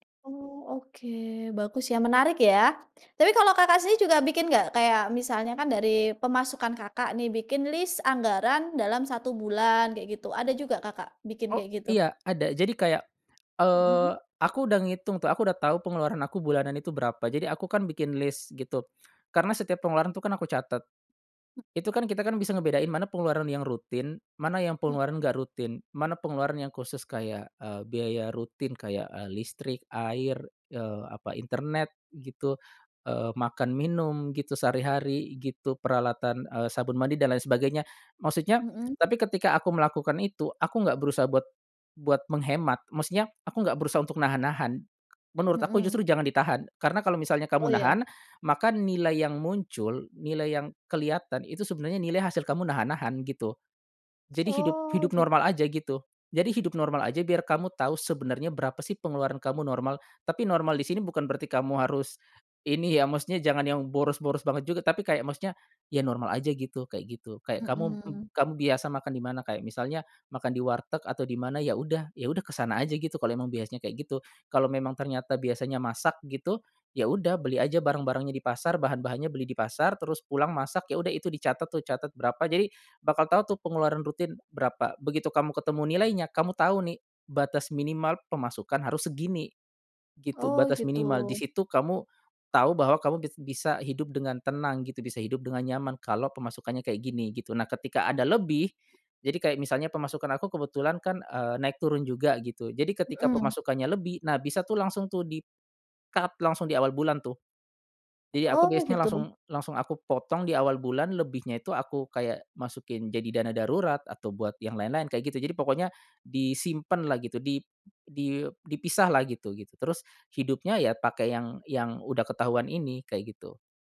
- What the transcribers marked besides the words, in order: tapping; other background noise
- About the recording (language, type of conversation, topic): Indonesian, podcast, Bagaimana kamu menyeimbangkan uang dan kebahagiaan?